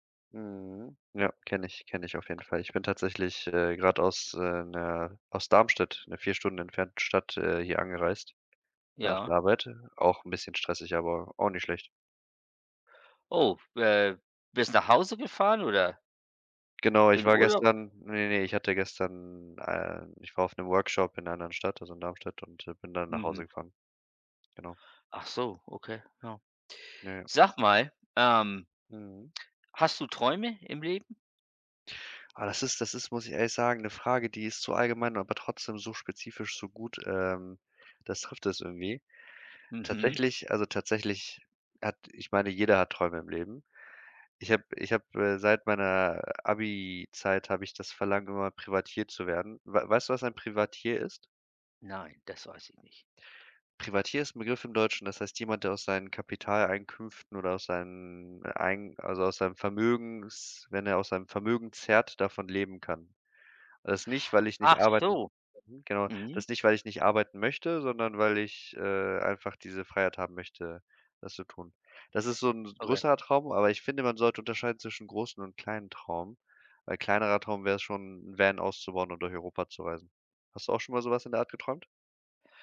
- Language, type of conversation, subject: German, unstructured, Was motiviert dich, deine Träume zu verfolgen?
- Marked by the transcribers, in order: other background noise